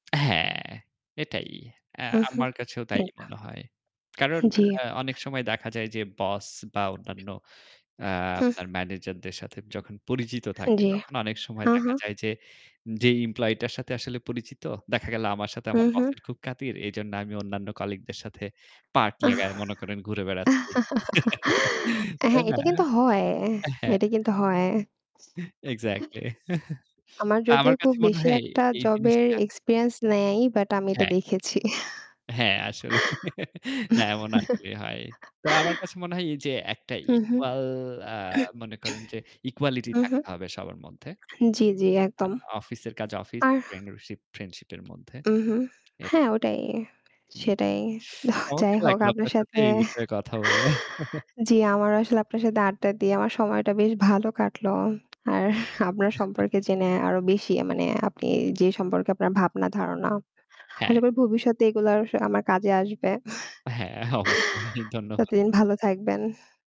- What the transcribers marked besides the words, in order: static; other background noise; chuckle; unintelligible speech; chuckle; chuckle; laugh; chuckle; in English: "equal"; mechanical hum; in English: "equality"; tapping; chuckle; distorted speech; chuckle; chuckle; unintelligible speech; chuckle
- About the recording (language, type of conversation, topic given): Bengali, unstructured, অফিসে মিথ্যা কথা বা গুজব ছড়ালে তার প্রভাব আপনার কাছে কেমন লাগে?